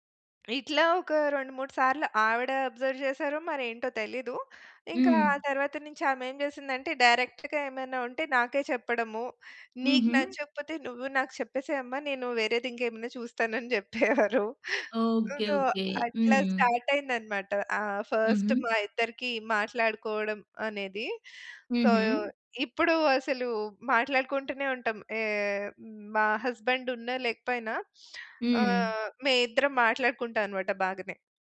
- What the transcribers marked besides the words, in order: in English: "అబ్జర్వ్"; in English: "డైరెక్ట్‌గా"; giggle; in English: "సో"; in English: "సో"; sniff
- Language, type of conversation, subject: Telugu, podcast, అత్తా‑మామలతో మంచి సంబంధం ఉండేందుకు మీరు సాధారణంగా ఏమి చేస్తారు?